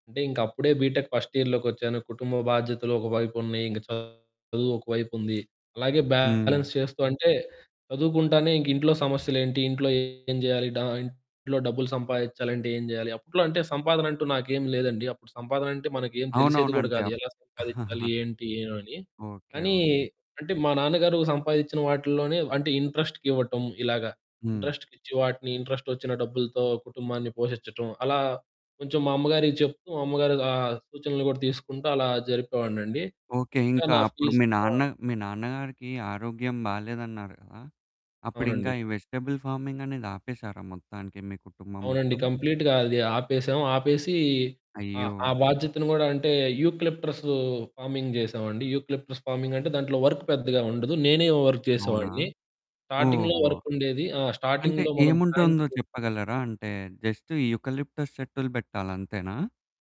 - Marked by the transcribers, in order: in English: "బీటెక్ ఫస్టియర్‌లోకొచ్చాను"; distorted speech; in English: "బ్యాలెన్స్"; giggle; in English: "ఇంట్రస్ట్‌కివ్వటం"; in English: "ఇంట్రస్ట్‌కిచ్చి"; other background noise; in English: "ఫీజ్"; in English: "వెజిటెబుల్"; in English: "కంప్లీట్‌గా"; in English: "ఫార్మింగ్"; in English: "యూకలిప్టస్"; in English: "వర్క్"; in English: "స్టార్టింగ్‌లో"; in English: "స్టార్టింగ్‌లో"; in English: "ప్లాంట్స్"; in English: "యూకలిప్టస్"
- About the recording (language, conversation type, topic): Telugu, podcast, ఒక లక్ష్యాన్ని చేరుకోవాలన్న మీ నిర్ణయం మీ కుటుంబ సంబంధాలపై ఎలా ప్రభావం చూపిందో చెప్పగలరా?